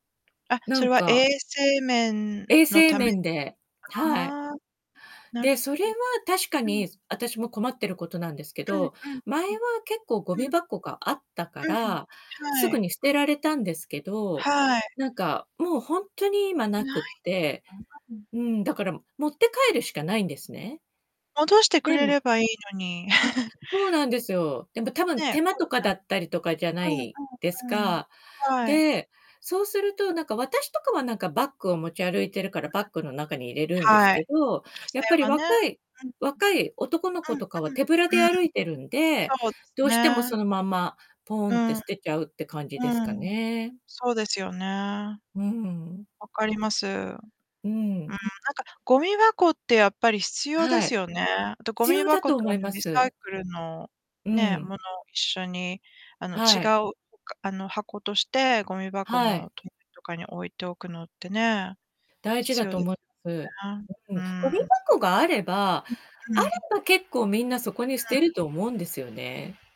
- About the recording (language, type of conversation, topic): Japanese, unstructured, ゴミのポイ捨てについて、どのように感じますか？
- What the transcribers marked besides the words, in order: distorted speech; unintelligible speech; chuckle; unintelligible speech; unintelligible speech; unintelligible speech; unintelligible speech; static